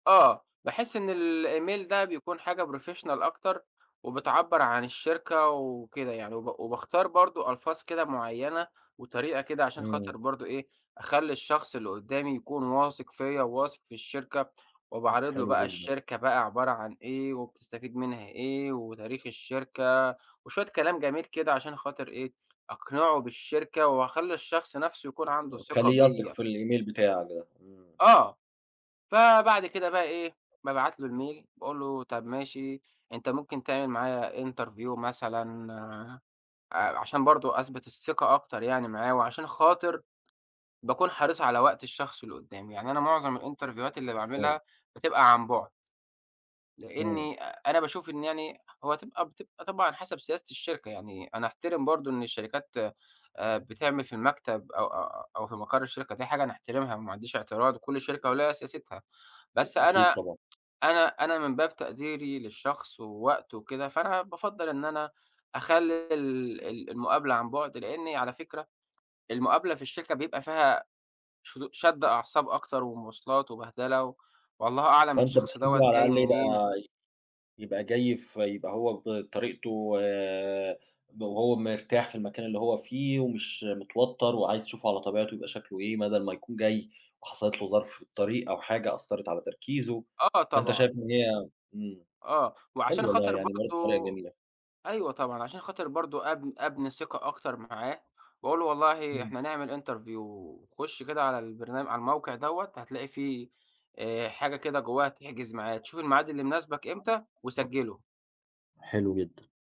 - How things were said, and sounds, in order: in English: "الإيميل"; in English: "Professional"; in English: "الإيميل"; tapping; in English: "الMail"; in English: "Interview"; in English: "الإنترفيوهات"; in English: "Interview"; background speech
- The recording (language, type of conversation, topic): Arabic, podcast, إزاي تبني الثقة من خلال الرسايل على الموبايل أو الإيميل؟